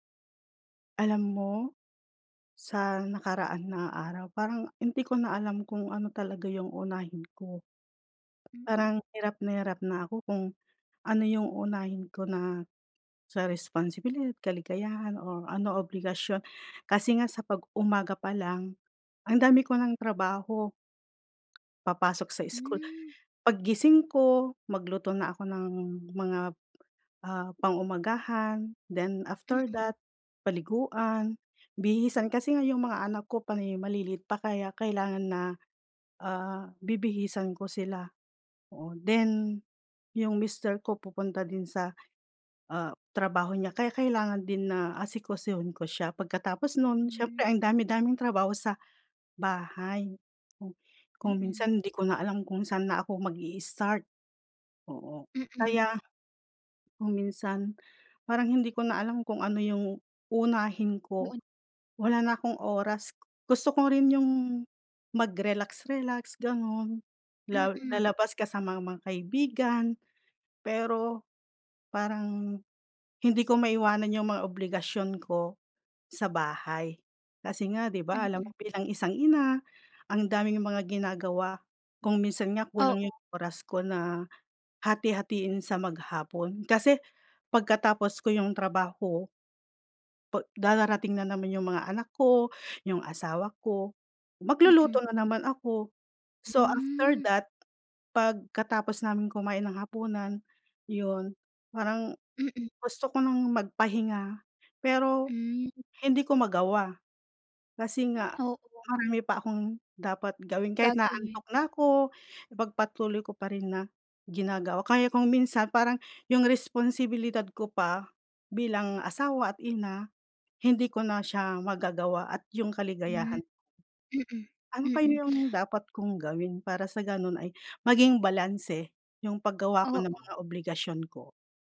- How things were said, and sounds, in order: tapping
- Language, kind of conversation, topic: Filipino, advice, Paano ko mababalanse ang obligasyon, kaligayahan, at responsibilidad?